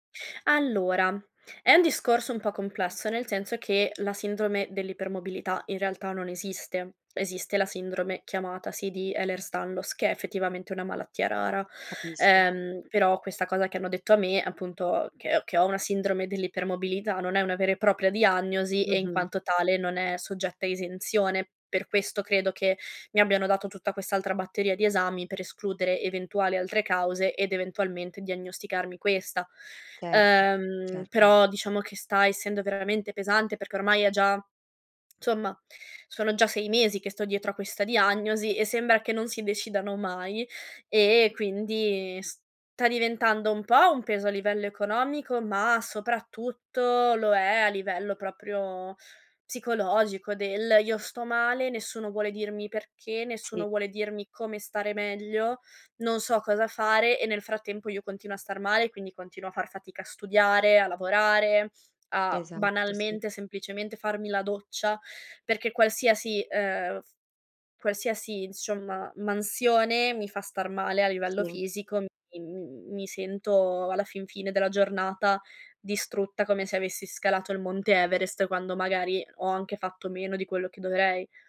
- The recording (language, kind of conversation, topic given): Italian, advice, Come posso gestire una diagnosi medica incerta mentre aspetto ulteriori esami?
- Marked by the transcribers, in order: "insomma" said as "nsomma"; "insomma" said as "inscomma"